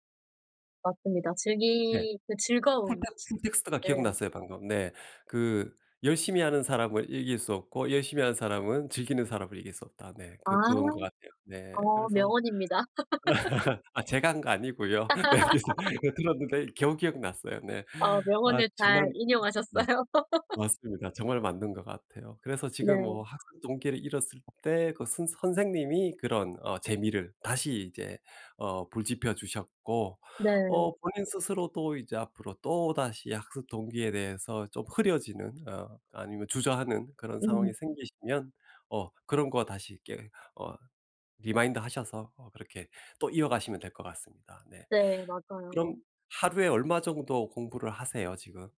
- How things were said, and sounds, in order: other background noise; tapping; laugh; laughing while speaking: "네 어디서 어 들었는데"; laughing while speaking: "인용하셨어요"; laugh
- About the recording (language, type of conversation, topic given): Korean, podcast, 학습 동기를 잃었을 때 어떻게 다시 되찾나요?